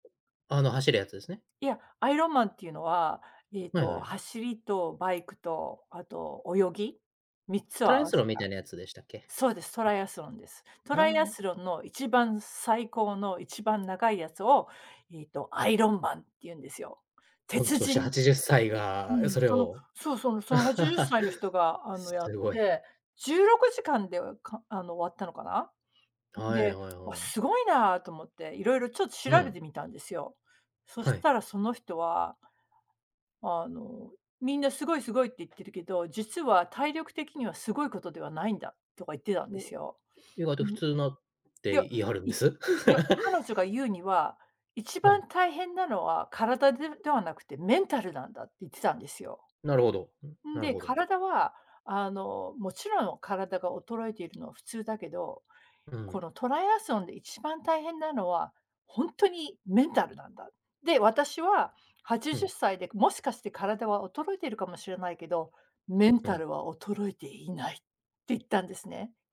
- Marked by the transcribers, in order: other background noise; chuckle; chuckle
- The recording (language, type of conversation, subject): Japanese, podcast, 行き詰まったと感じたとき、どのように乗り越えますか？